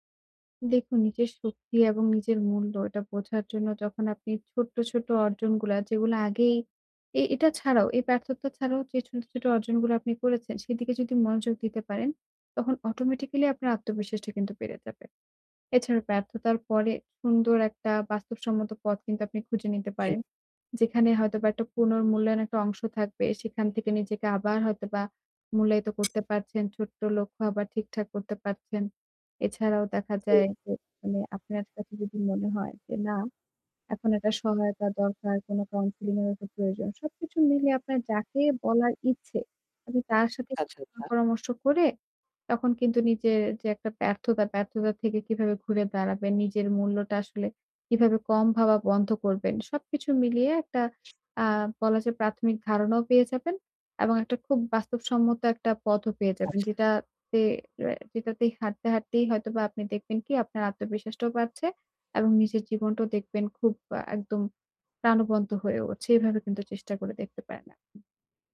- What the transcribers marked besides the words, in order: other background noise; tapping; unintelligible speech
- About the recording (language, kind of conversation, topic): Bengali, advice, ব্যর্থ হলে কীভাবে নিজের মূল্য কম ভাবা বন্ধ করতে পারি?